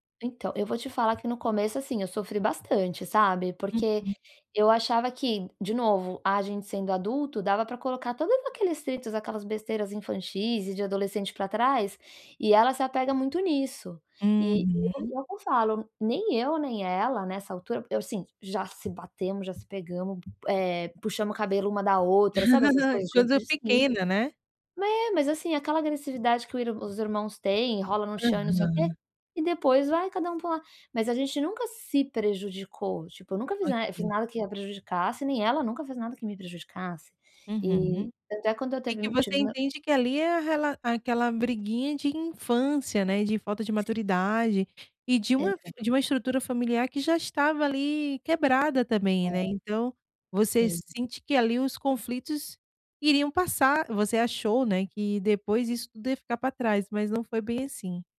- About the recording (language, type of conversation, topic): Portuguese, advice, Como posso melhorar a comunicação e reduzir as brigas entre meus irmãos em casa?
- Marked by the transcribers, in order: laugh; other background noise